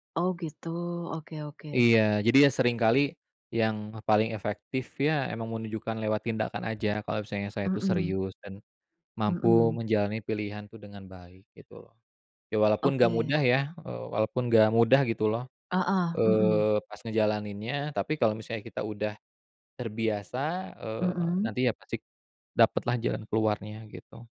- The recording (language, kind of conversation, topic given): Indonesian, unstructured, Bagaimana perasaanmu jika keluargamu tidak mendukung pilihan hidupmu?
- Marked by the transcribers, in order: none